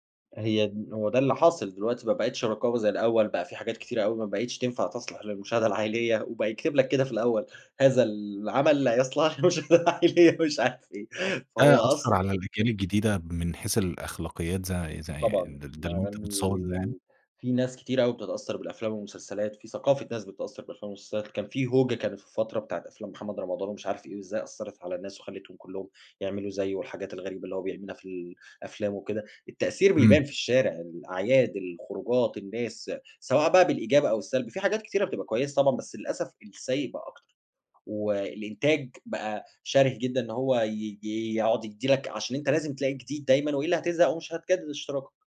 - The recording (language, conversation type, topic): Arabic, podcast, إزاي اتغيّرت عاداتنا في الفرجة على التلفزيون بعد ما ظهرت منصات البث؟
- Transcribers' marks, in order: unintelligible speech; laughing while speaking: "للمشاهدة العائلية مش عارف إيه"; tapping